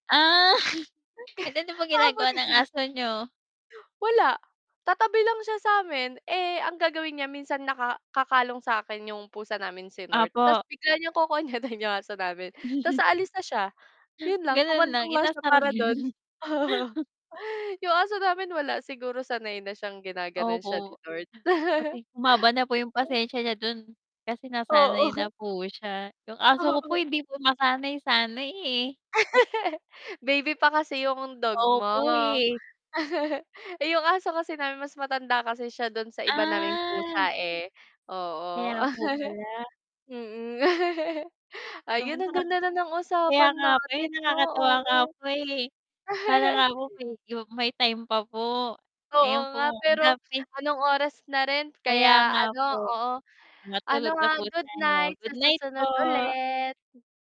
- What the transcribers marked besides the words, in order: tapping; chuckle; laughing while speaking: "Ah, buti na nga"; laughing while speaking: "kokonyatin"; chuckle; laughing while speaking: "inasar 'yon"; chuckle; mechanical hum; chuckle; unintelligible speech; laughing while speaking: "Oo"; laughing while speaking: "Oo"; static; chuckle; chuckle; drawn out: "Ah"; chuckle; chuckle; unintelligible speech
- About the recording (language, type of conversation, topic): Filipino, unstructured, Ano ang pinaka-masayang karanasan mo kasama ang alaga mo?
- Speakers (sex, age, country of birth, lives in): female, 25-29, Philippines, Philippines; female, 25-29, Philippines, Philippines